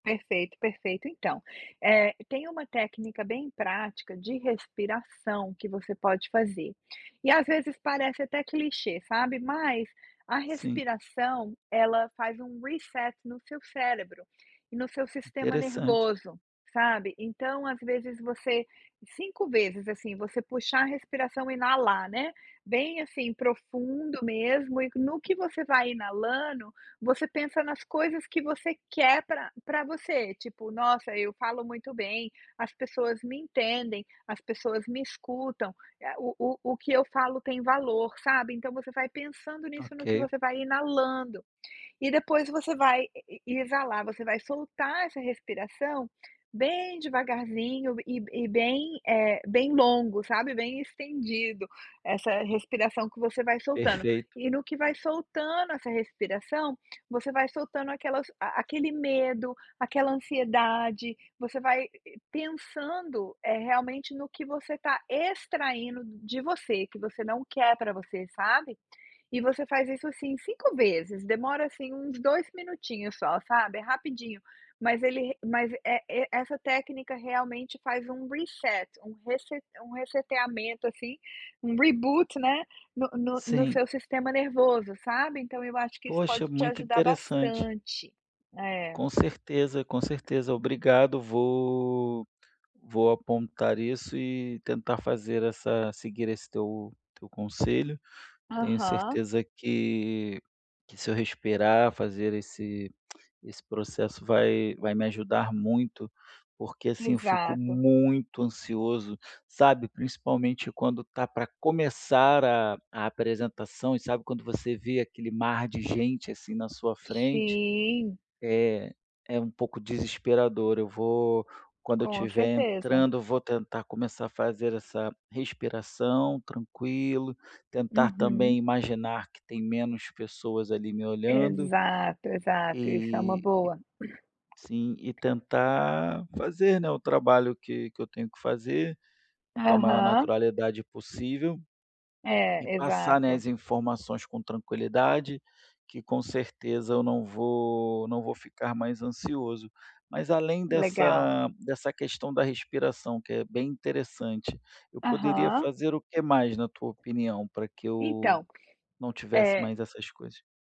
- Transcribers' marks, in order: tapping; in English: "reset"; "cérebro" said as "célebro"; in English: "reset"; in English: "reboot"; other background noise; tongue click; drawn out: "Sim"
- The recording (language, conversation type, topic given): Portuguese, advice, Como você descreveria seu medo de falar em público ou em reuniões?